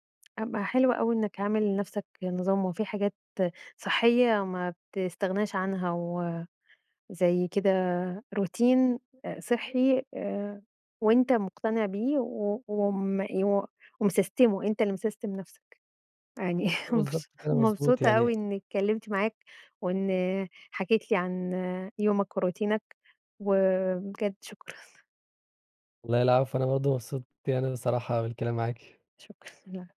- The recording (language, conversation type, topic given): Arabic, podcast, احكيلي عن روتينك اليومي في البيت؟
- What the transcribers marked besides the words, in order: tapping; in English: "routine"; in English: "ومسستِمُه"; in English: "مسستِم"; chuckle; in English: "وروتينك"